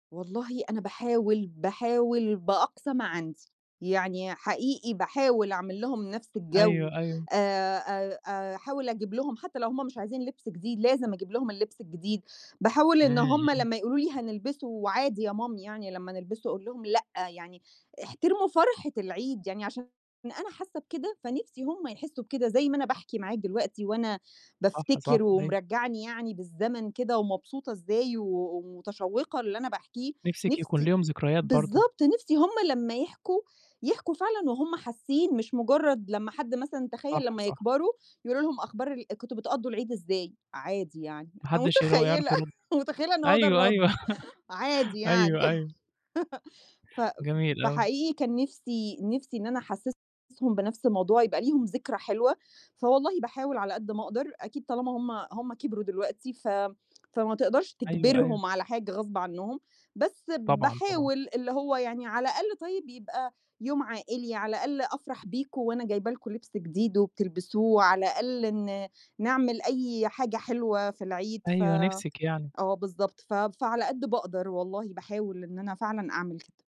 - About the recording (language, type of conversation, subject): Arabic, podcast, إيه أجمل ذكرى من طفولتك مع العيلة؟
- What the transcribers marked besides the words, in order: background speech; tapping; laughing while speaking: "أنا متخيّلة"; chuckle; laugh